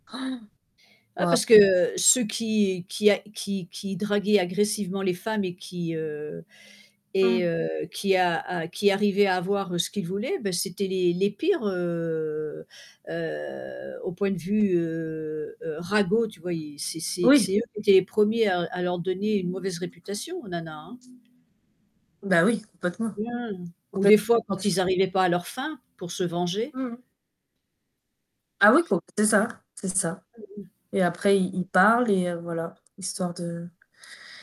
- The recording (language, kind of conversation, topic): French, unstructured, Quel conseil donnerais-tu à ton toi plus jeune ?
- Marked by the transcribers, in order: distorted speech; other background noise; static; unintelligible speech; unintelligible speech